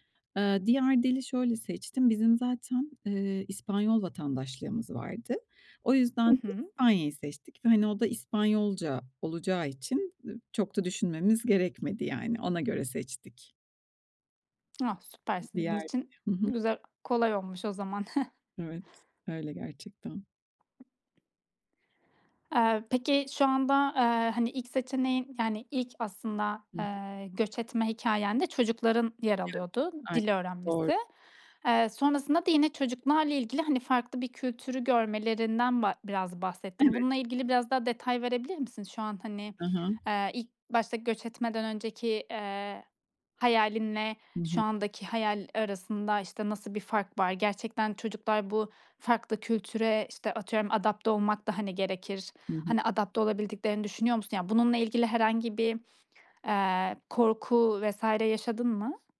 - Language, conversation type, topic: Turkish, podcast, Değişim için en cesur adımı nasıl attın?
- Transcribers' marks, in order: tapping; chuckle; other background noise